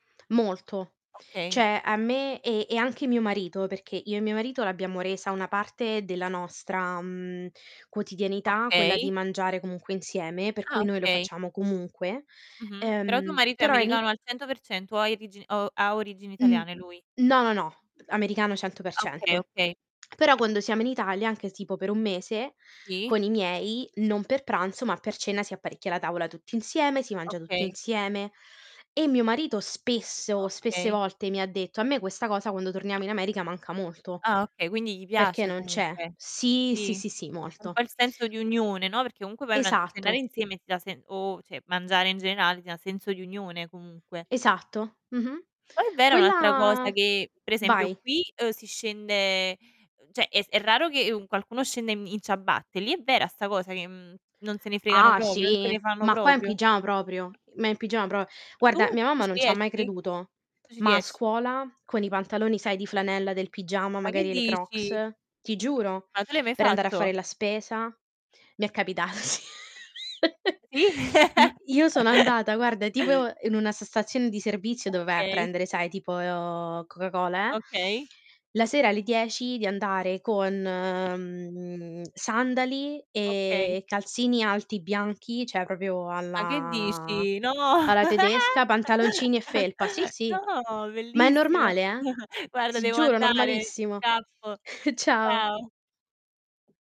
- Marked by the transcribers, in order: "Cioè" said as "ceh"; distorted speech; tapping; other background noise; stressed: "spesso"; "comunque" said as "unque"; "cioè" said as "ceh"; "cioè" said as "ceh"; "proprio" said as "propio"; static; laugh; laughing while speaking: "sì"; chuckle; drawn out: "tipo"; "cioè" said as "ceh"; "proprio" said as "propio"; drawn out: "alla"; chuckle; chuckle; chuckle
- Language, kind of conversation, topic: Italian, unstructured, Come può un viaggio cambiare il modo di vedere il mondo?